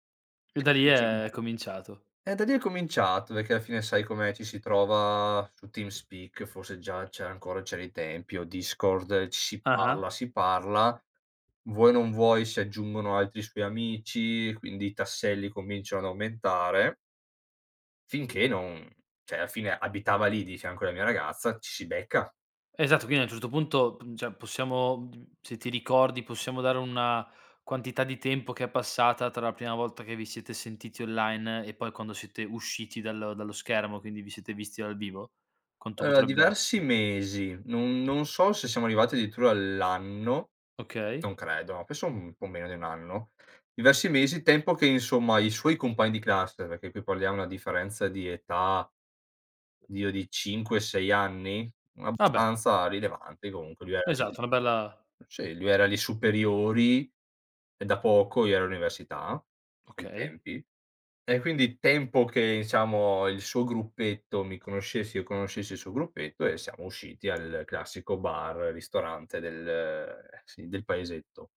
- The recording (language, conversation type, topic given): Italian, podcast, Quale hobby ti ha regalato amici o ricordi speciali?
- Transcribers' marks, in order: tapping; unintelligible speech; "perché" said as "pechè"; "già" said as "cià"; "cioè" said as "ceh"; "cioè" said as "ceh"; "Allora" said as "Aloa"; "addirittura" said as "dirittura"; "penso" said as "pesso"; unintelligible speech; "diciamo" said as "ciamo"